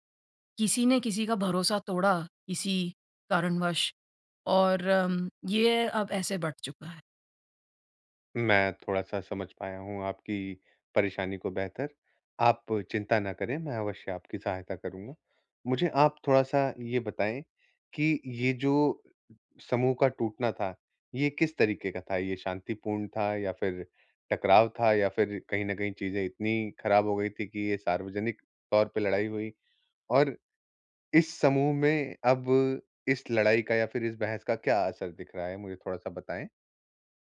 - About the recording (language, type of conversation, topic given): Hindi, advice, ब्रेकअप के बाद मित्र समूह में मुझे किसका साथ देना चाहिए?
- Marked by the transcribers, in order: none